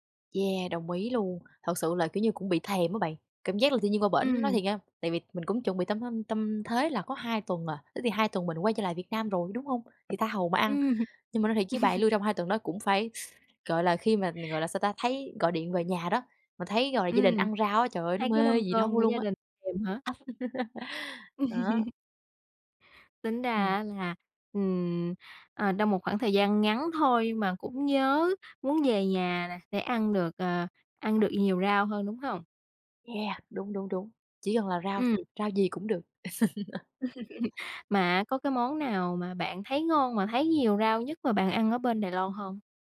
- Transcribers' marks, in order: tapping; laugh; other noise; laugh; laugh
- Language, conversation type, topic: Vietnamese, podcast, Bạn thay đổi thói quen ăn uống thế nào khi đi xa?